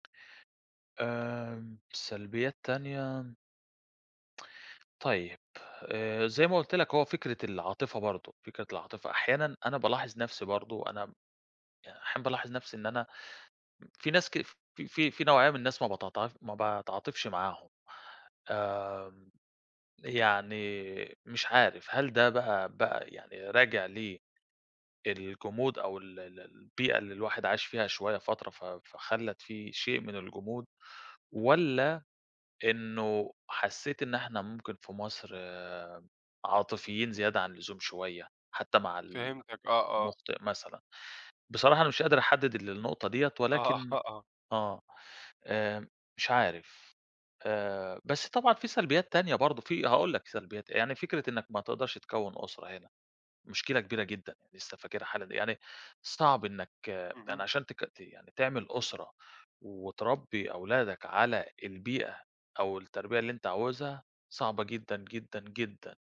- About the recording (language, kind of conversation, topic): Arabic, podcast, إيه تأثير الانتقال أو الهجرة على هويتك؟
- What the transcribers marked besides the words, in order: none